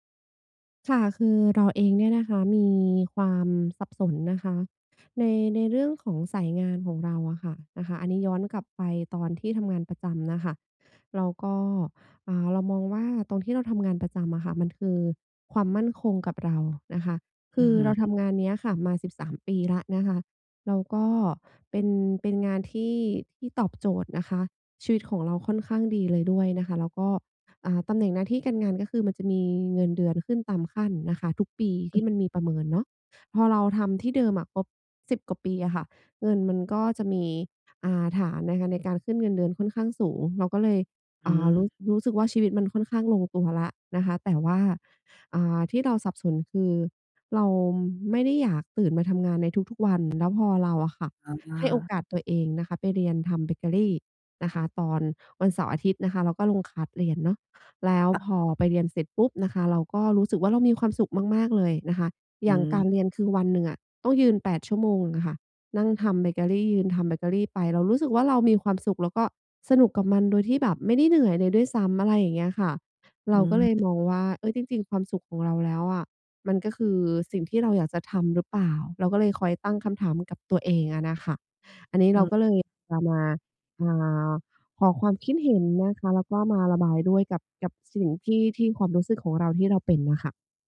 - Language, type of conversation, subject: Thai, advice, ควรเลือกงานที่มั่นคงหรือเลือกทางที่ทำให้มีความสุข และควรทบทวนการตัดสินใจไหม?
- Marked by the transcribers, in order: in English: "คลาส"; other background noise